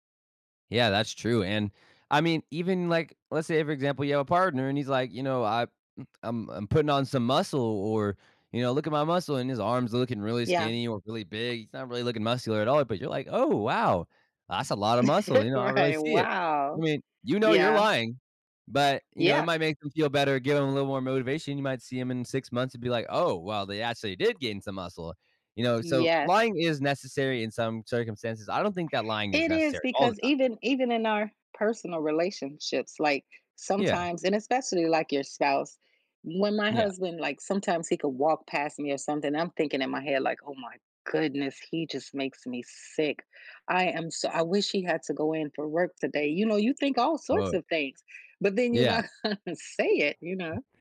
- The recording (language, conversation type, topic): English, unstructured, How important is honesty compared to the ability to communicate with others?
- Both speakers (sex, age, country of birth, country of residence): female, 50-54, United States, United States; male, 20-24, United States, United States
- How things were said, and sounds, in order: tapping; chuckle; laughing while speaking: "Right"; laughing while speaking: "not"